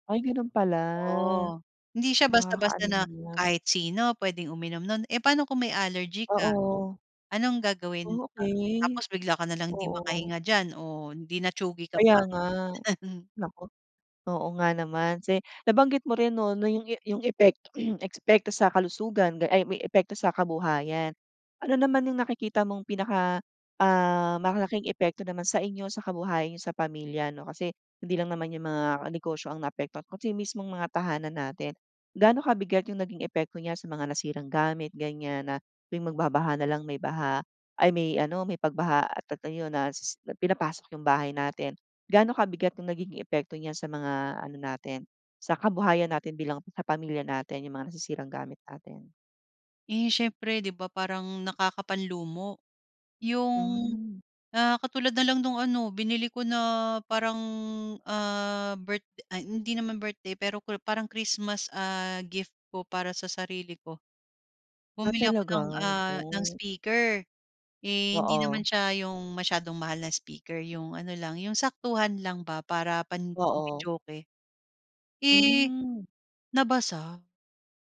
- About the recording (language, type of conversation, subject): Filipino, podcast, Paano nakaaapekto ang pagbaha sa komunidad tuwing tag-ulan?
- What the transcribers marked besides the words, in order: other background noise; laugh; throat clearing; "epekto" said as "ekspekto"